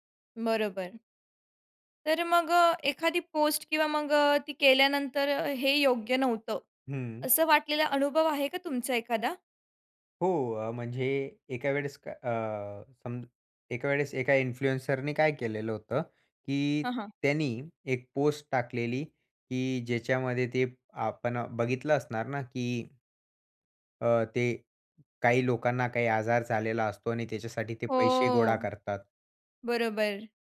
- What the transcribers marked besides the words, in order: tapping; in English: "इन्फ्लुएन्सरनी"; drawn out: "हो"
- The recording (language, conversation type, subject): Marathi, podcast, इन्फ्लुएन्सर्सकडे त्यांच्या कंटेंटबाबत कितपत जबाबदारी असावी असं तुम्हाला वाटतं?